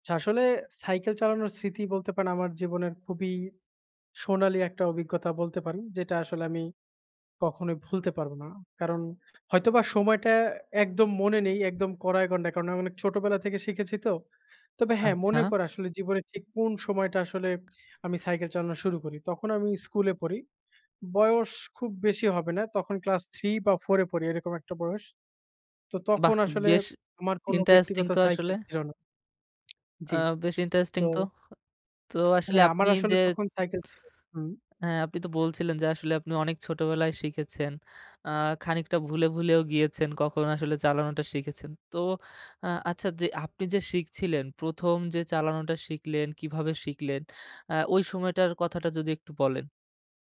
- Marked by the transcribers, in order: other background noise; tapping; other noise
- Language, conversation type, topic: Bengali, podcast, আপনার প্রথমবার সাইকেল চালানোর স্মৃতিটা কি এখনো মনে আছে?